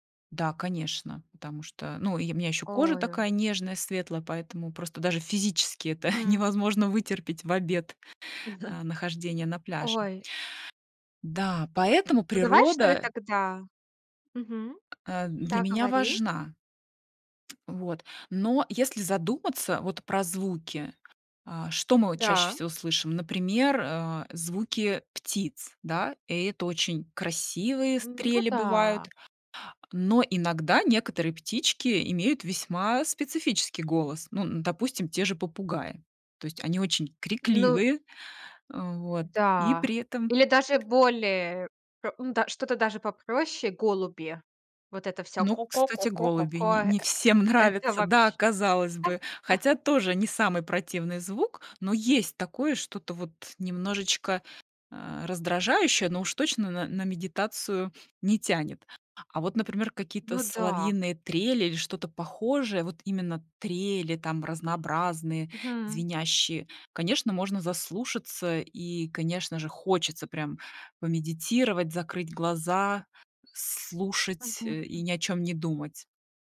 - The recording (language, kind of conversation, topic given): Russian, podcast, Какой звук природы кажется тебе самым медитативным и почему?
- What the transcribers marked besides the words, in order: tapping; chuckle; laughing while speaking: "невозможно вытерпеть"; chuckle; other background noise; bird; "трели" said as "стрели"; put-on voice: "ко ко ко ко ко ко"; laughing while speaking: "не всем нравятся"; chuckle